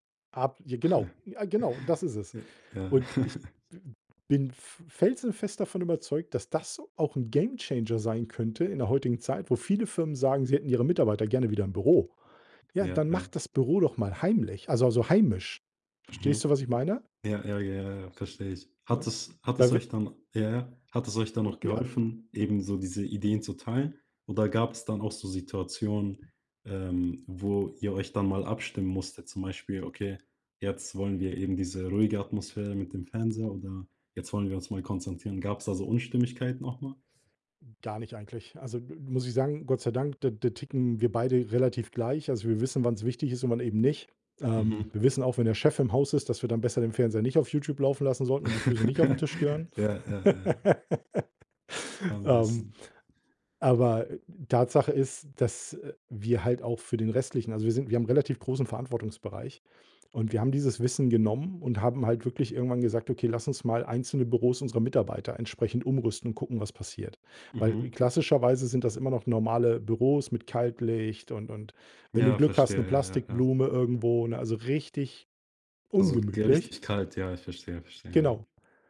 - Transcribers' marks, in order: snort; chuckle; other background noise; chuckle; laugh
- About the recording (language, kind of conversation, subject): German, podcast, Wie richtest du dein Homeoffice praktisch ein?